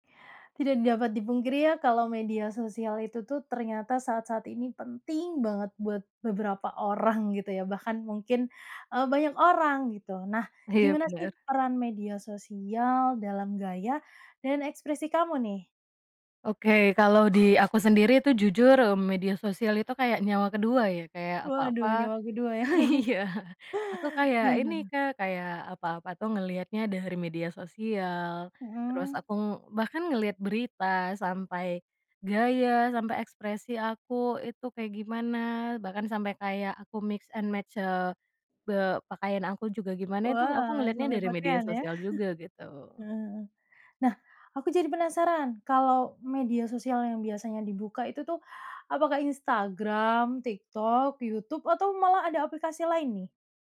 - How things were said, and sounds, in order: other background noise; chuckle; laughing while speaking: "iya"; in English: "mix and match"; chuckle
- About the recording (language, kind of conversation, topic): Indonesian, podcast, Gimana peran media sosial dalam gaya dan ekspresimu?